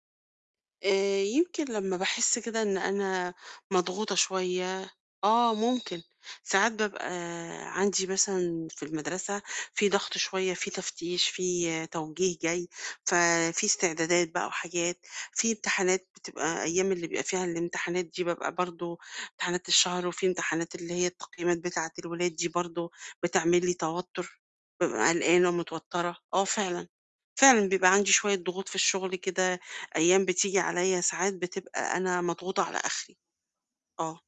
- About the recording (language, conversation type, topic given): Arabic, advice, إزاي أفرق ببساطة بين إحساس التعب والإرهاق النفسي؟
- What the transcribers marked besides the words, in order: other background noise